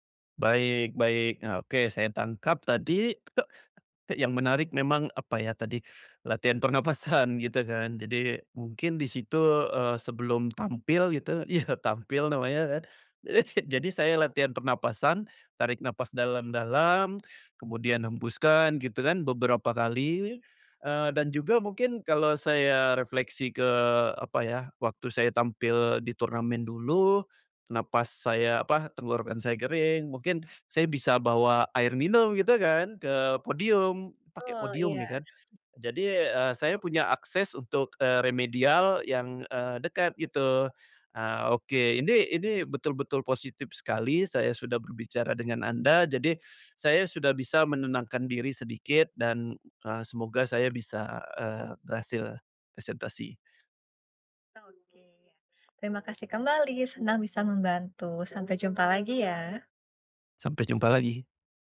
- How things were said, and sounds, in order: other noise; laughing while speaking: "pernafasan"; laughing while speaking: "iya"; other background noise; cough; "Betul" said as "tul"
- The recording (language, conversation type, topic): Indonesian, advice, Bagaimana cara menenangkan diri saat cemas menjelang presentasi atau pertemuan penting?